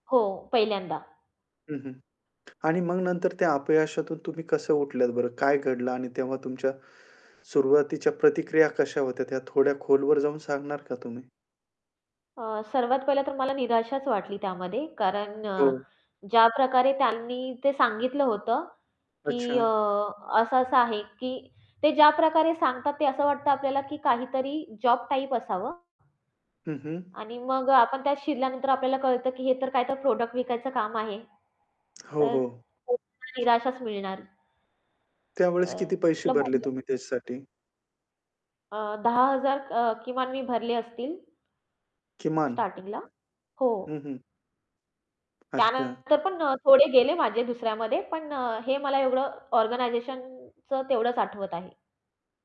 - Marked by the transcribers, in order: static; distorted speech; in English: "प्रॉडक्ट"; unintelligible speech; other background noise; unintelligible speech; tapping; in English: "ऑर्गनायझेशनचं"
- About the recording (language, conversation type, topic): Marathi, podcast, कोणत्या अपयशानंतर तुम्ही पुन्हा उभे राहिलात आणि ते कसे शक्य झाले?